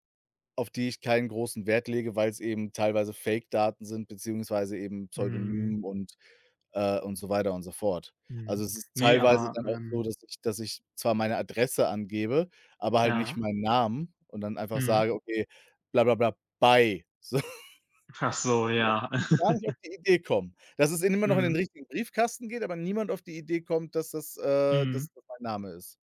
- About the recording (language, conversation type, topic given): German, unstructured, Sollten wir mehr Kontrolle über unsere persönlichen Daten haben?
- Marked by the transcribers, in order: chuckle